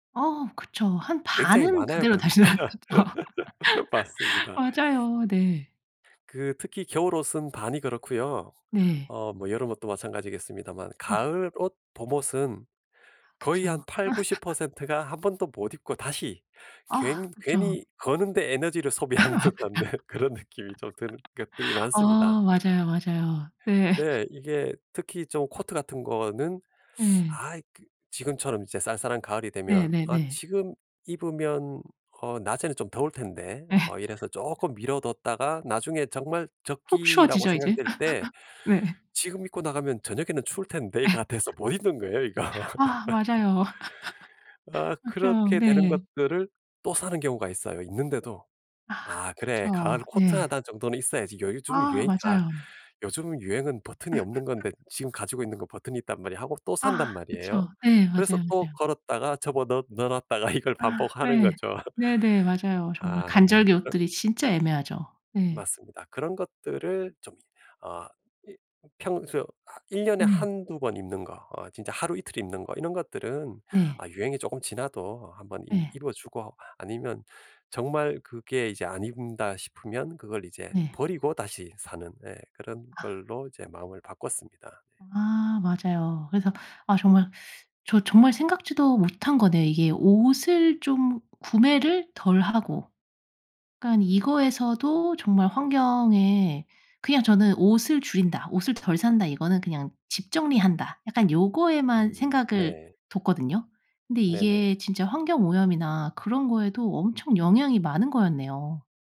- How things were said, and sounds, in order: laughing while speaking: "그대로 다시 나왔겠죠"; laugh; laughing while speaking: "맞습니다"; laugh; laugh; laughing while speaking: "소비하는 듯한 네 그런 느낌이"; laugh; laugh; laughing while speaking: "예"; laugh; laugh; laughing while speaking: "네"; laugh; laughing while speaking: "이거"; laugh; other background noise; laugh; laughing while speaking: "넣어 놨다가 이걸 반복하는 거죠"; laugh
- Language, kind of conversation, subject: Korean, podcast, 플라스틱 사용을 줄이는 가장 쉬운 방법은 무엇인가요?